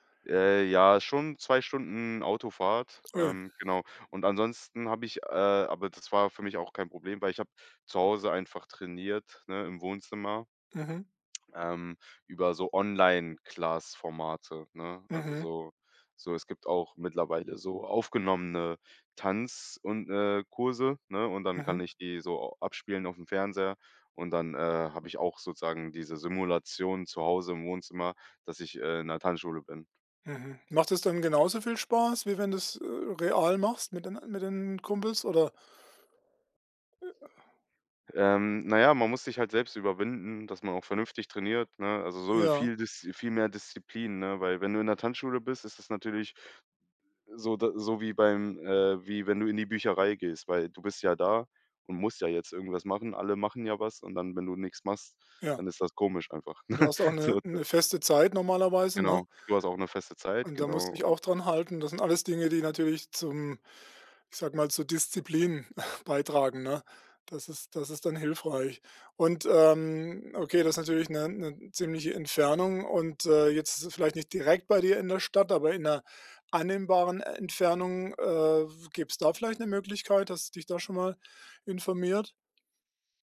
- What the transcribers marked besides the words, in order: other background noise; laugh; laughing while speaking: "So ist das"; chuckle; stressed: "direkt"
- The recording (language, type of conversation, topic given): German, advice, Wie finde ich nach einer langen Pause wieder Motivation für Sport?